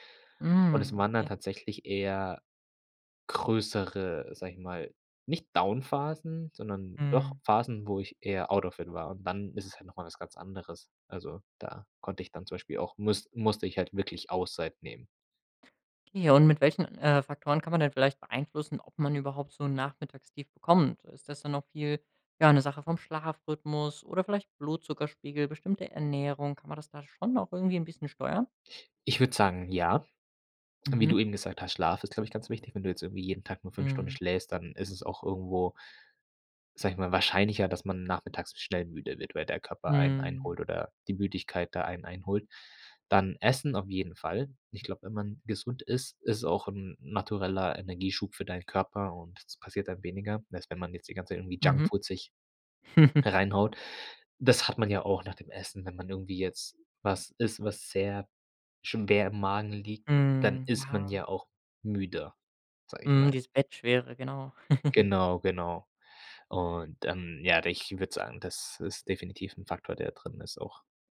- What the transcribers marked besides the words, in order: in English: "out of it"; chuckle; chuckle
- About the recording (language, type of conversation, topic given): German, podcast, Wie gehst du mit Energietiefs am Nachmittag um?